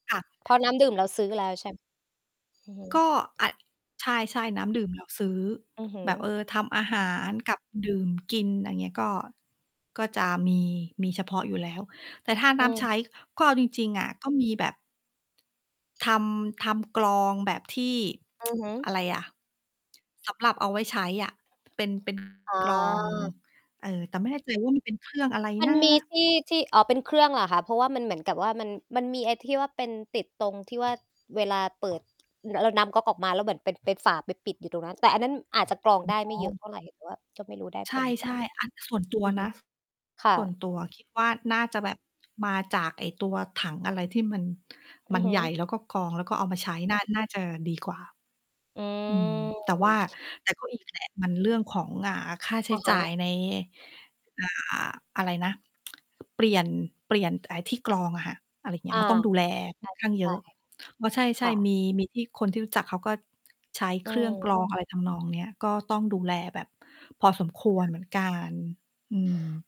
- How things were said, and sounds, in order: distorted speech; other background noise; tsk; tapping; drawn out: "อืม"
- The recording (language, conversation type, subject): Thai, unstructured, น้ำสะอาดมีความสำคัญต่อชีวิตของเราอย่างไร?